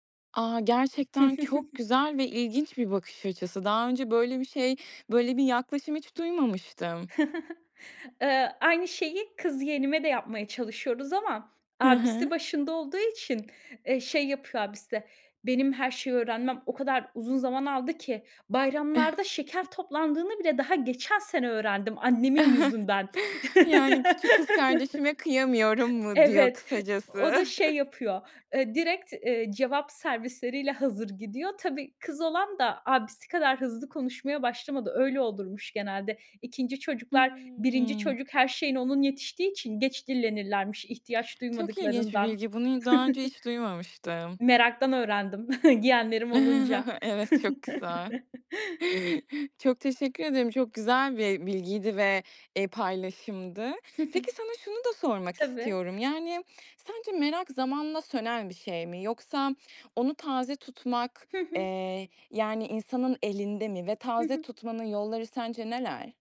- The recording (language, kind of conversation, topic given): Turkish, podcast, Merakı canlı tutmanın yolları nelerdir?
- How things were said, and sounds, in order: chuckle; chuckle; other background noise; tapping; chuckle; chuckle; laugh; chuckle; chuckle; laughing while speaking: "yeğenlerim olunca"; chuckle